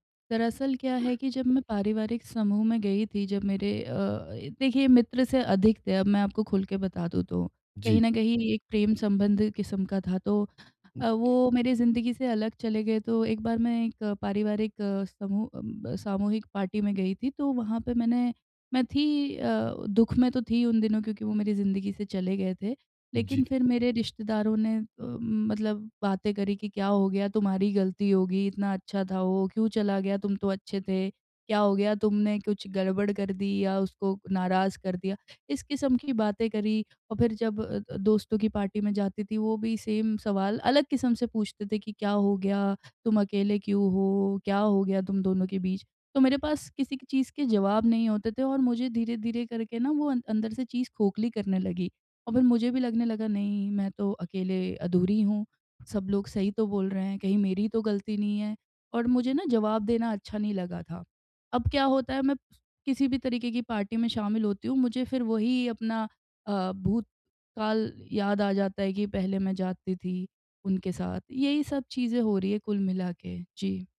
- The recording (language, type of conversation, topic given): Hindi, advice, समूह समारोहों में मुझे उत्साह या दिलचस्पी क्यों नहीं रहती?
- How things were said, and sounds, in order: other background noise; other noise; tapping; in English: "सेम"